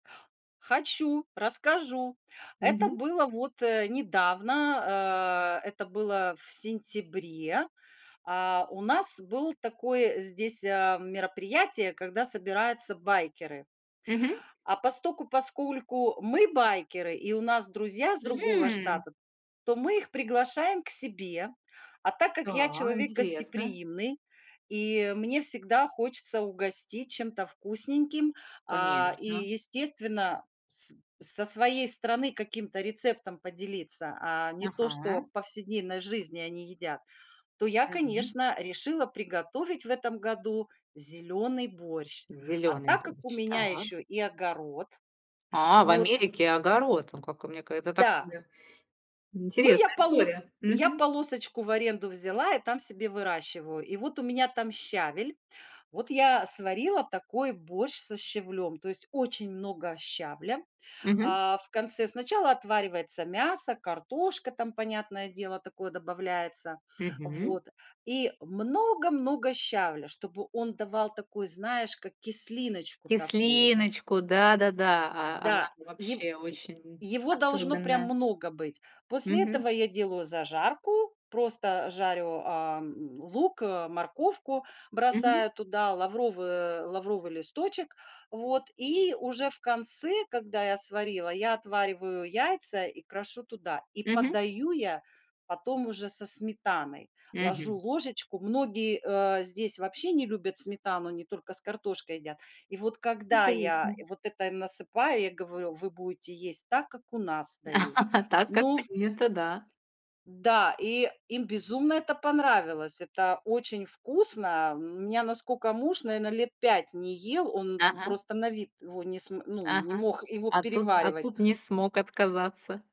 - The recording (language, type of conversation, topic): Russian, podcast, Какие блюда с родины вы до сих пор готовите и почему?
- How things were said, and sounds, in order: chuckle; other background noise; laugh; tapping